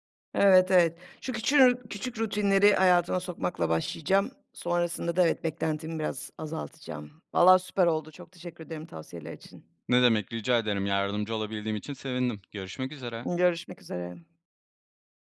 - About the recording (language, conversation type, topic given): Turkish, advice, Yeni bir yerde kendimi nasıl daha çabuk ait hissedebilirim?
- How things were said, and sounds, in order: tapping